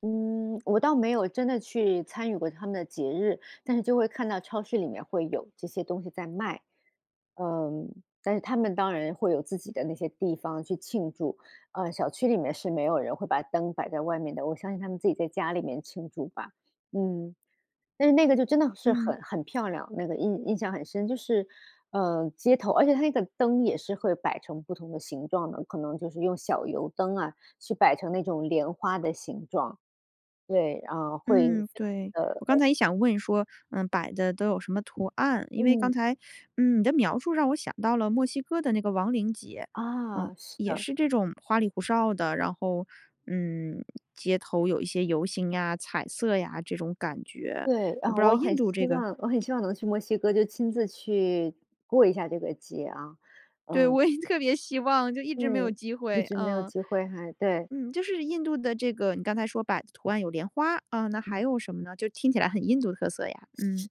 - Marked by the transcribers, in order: laughing while speaking: "我也特别希望，就一直没有机会"
- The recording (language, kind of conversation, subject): Chinese, podcast, 旅行中你最有趣的节日经历是什么？